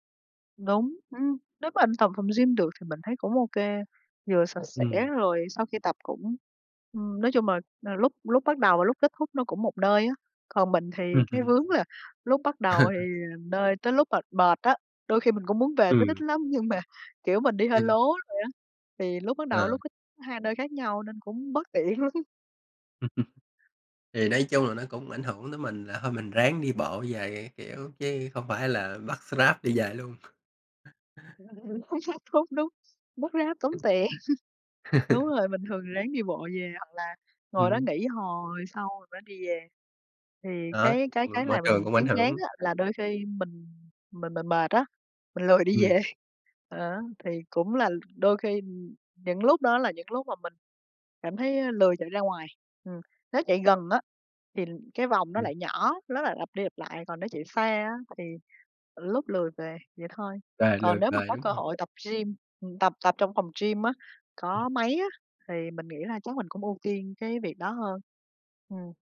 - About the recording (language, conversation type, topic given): Vietnamese, unstructured, Bạn có thể chia sẻ cách bạn duy trì động lực khi tập luyện không?
- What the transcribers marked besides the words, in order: other background noise; chuckle; tapping; laughing while speaking: "lắm"; chuckle; chuckle; laughing while speaking: "tiền"; chuckle; laughing while speaking: "lười đi về"